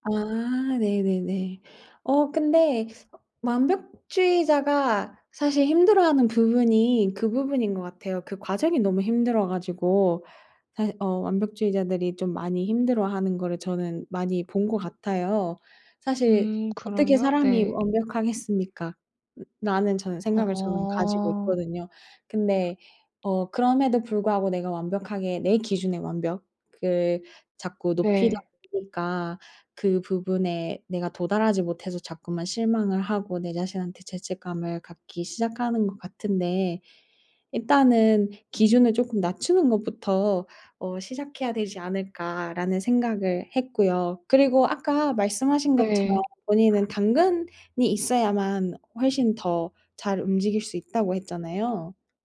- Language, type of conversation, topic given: Korean, advice, 중단한 뒤 죄책감 때문에 다시 시작하지 못하는 상황을 어떻게 극복할 수 있을까요?
- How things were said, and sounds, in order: tapping; other background noise; fan